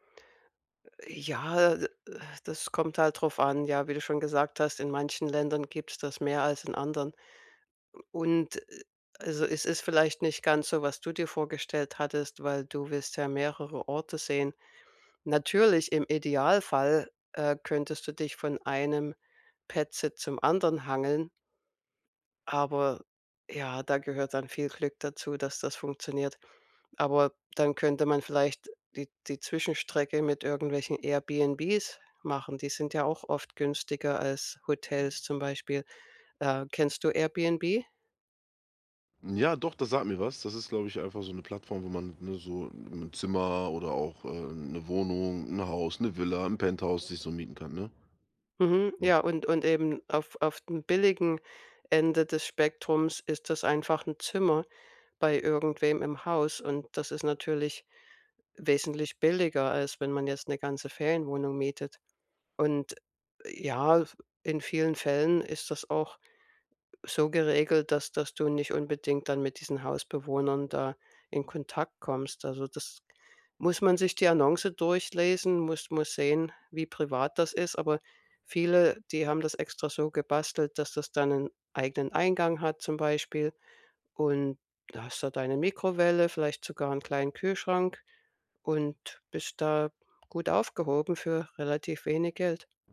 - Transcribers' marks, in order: other background noise; in English: "Pet-Sit"
- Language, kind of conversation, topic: German, advice, Wie finde ich günstige Unterkünfte und Transportmöglichkeiten für Reisen?